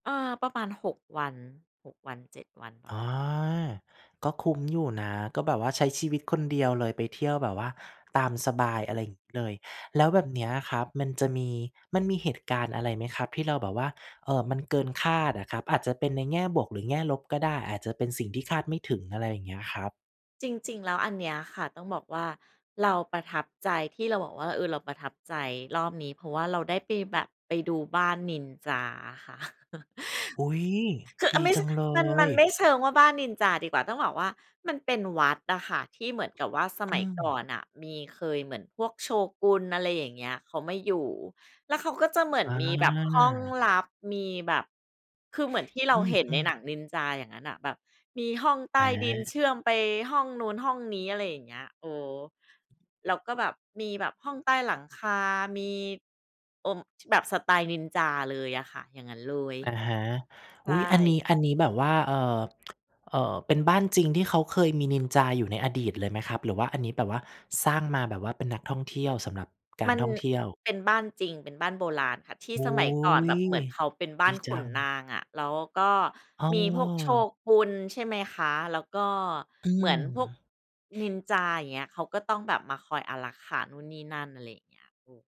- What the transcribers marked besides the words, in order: chuckle; other background noise; tapping; drawn out: "โอ้โฮ"
- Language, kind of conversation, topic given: Thai, podcast, ช่วยเล่าเรื่องการเดินทางคนเดียวที่ประทับใจที่สุดของคุณให้ฟังหน่อยได้ไหม?